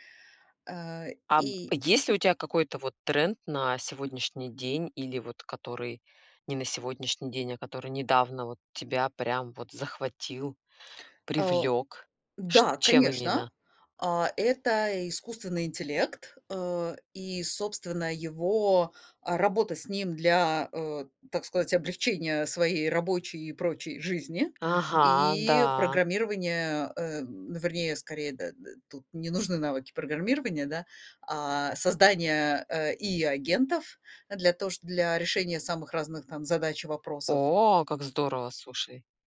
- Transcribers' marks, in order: tapping
- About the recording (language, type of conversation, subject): Russian, podcast, Как ты решаешь, стоит ли следовать тренду?